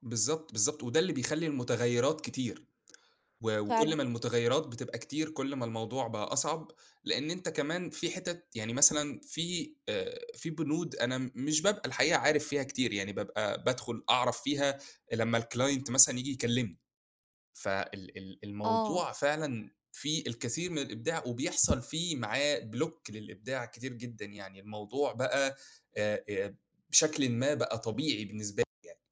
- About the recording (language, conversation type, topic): Arabic, podcast, إزاي بتتعامل مع بلوك الإبداع؟
- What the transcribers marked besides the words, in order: in English: "الclient"; other background noise; in English: "block"